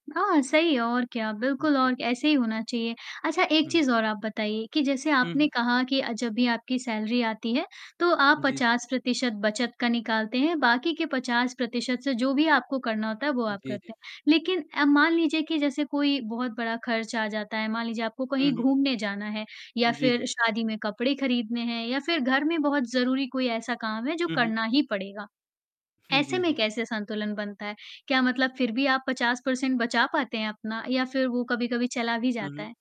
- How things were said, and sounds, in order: static; in English: "सैलरी"; in English: "परसेंट"
- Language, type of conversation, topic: Hindi, podcast, आप बचत और खर्च के बीच संतुलन कैसे बनाते हैं?